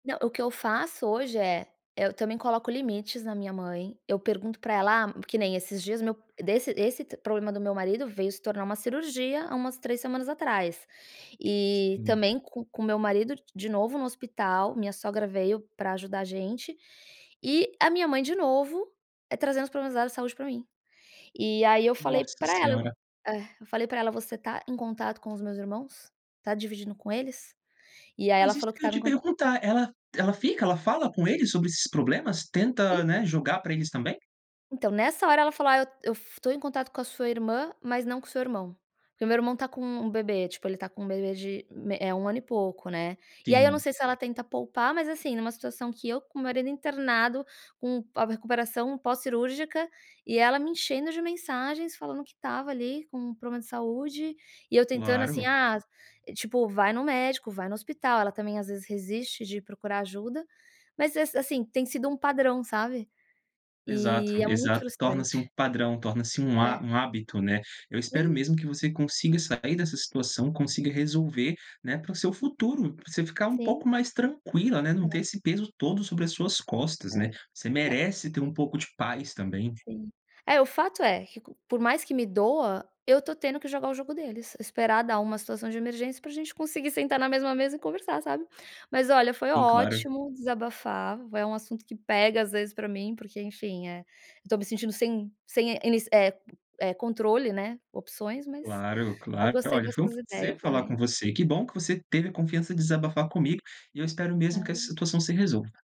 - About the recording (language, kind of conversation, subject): Portuguese, advice, Como resolver um desentendimento sobre quem deve cuidar de pais idosos?
- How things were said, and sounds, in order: other background noise; tapping; unintelligible speech